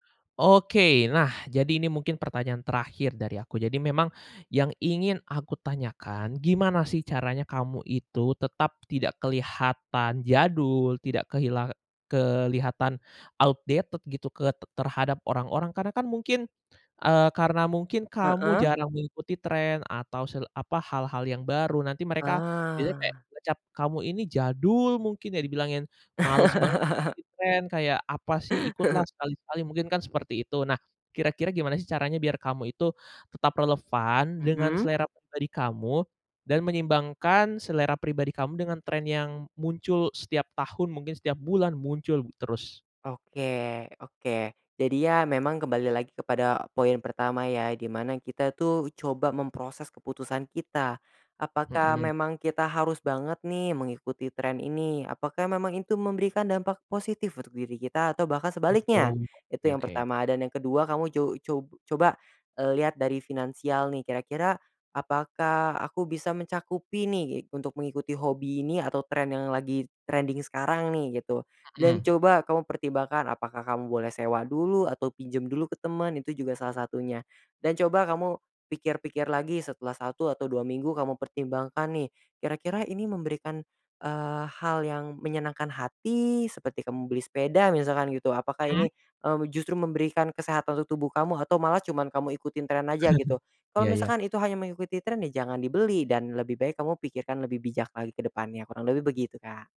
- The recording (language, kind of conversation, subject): Indonesian, podcast, Bagaimana kamu menyeimbangkan tren dengan selera pribadi?
- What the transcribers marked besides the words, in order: in English: "outdated"; laugh; chuckle; chuckle